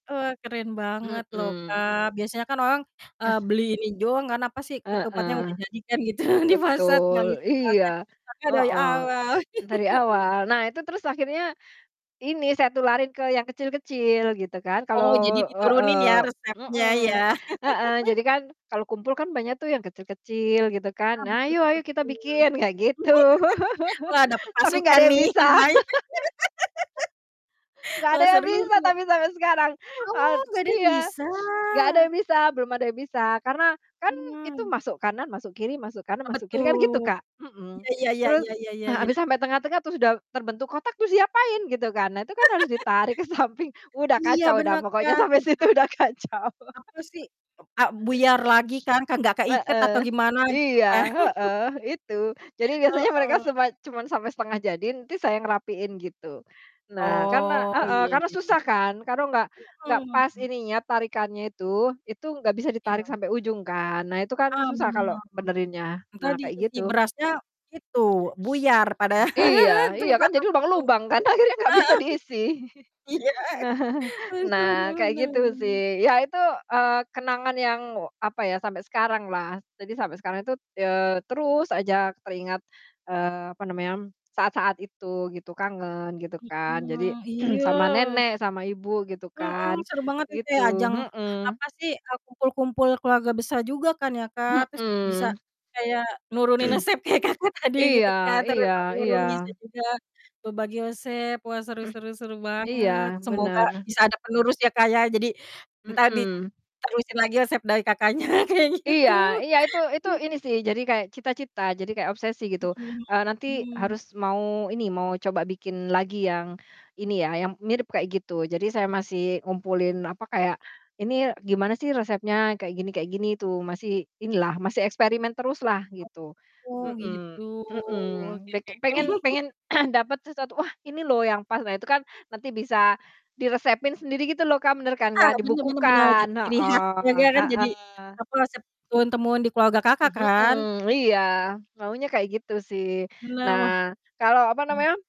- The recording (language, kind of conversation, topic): Indonesian, unstructured, Makanan apa yang selalu membuat kamu rindu suasana rumah?
- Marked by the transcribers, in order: tapping; throat clearing; distorted speech; static; laughing while speaking: "gitu di pasar"; laugh; laugh; laughing while speaking: "gitu"; laugh; sniff; laughing while speaking: "nih lumayan"; laugh; laugh; laughing while speaking: "ke samping"; laughing while speaking: "sampai situ udah kacau"; unintelligible speech; laugh; sniff; chuckle; throat clearing; laughing while speaking: "pada"; chuckle; laughing while speaking: "akhirnya nggak bisa diisi. Nah"; laughing while speaking: "Heeh, iya haduh, bener bener"; throat clearing; other background noise; throat clearing; laughing while speaking: "kayak Kakak tadi"; throat clearing; laughing while speaking: "Kakaknya kayak gitu"; chuckle; laugh; throat clearing; throat clearing